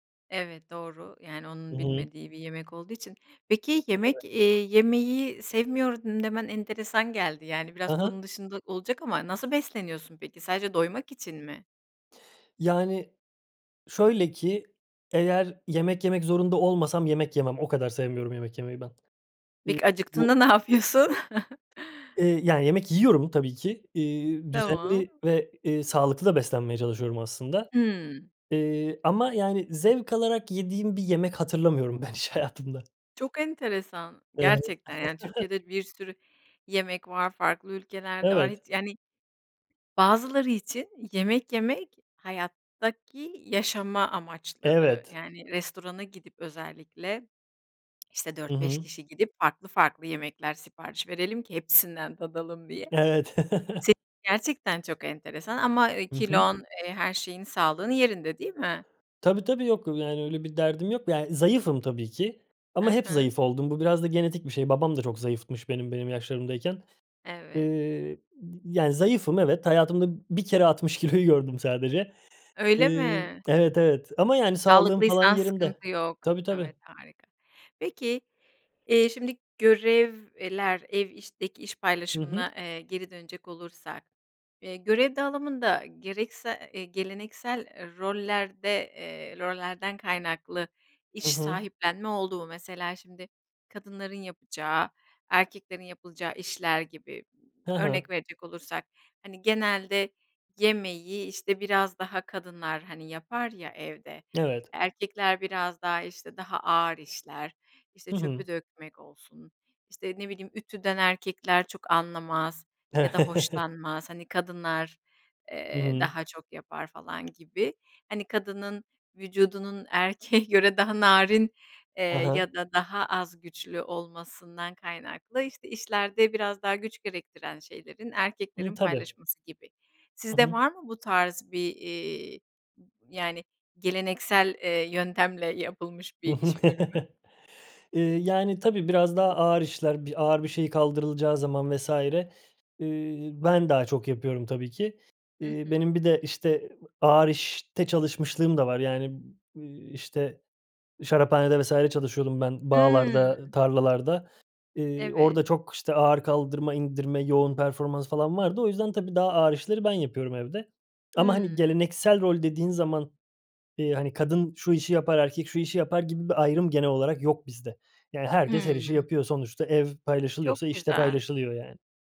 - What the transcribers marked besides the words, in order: tapping; laughing while speaking: "ne yapıyorsun?"; chuckle; other background noise; laughing while speaking: "ben hiç hayatımda"; chuckle; chuckle; laughing while speaking: "kiloyu gördüm"; chuckle; laughing while speaking: "erkeğe göre daha narin, eee"; chuckle
- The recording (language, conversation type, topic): Turkish, podcast, Ev işlerindeki iş bölümünü evinizde nasıl yapıyorsunuz?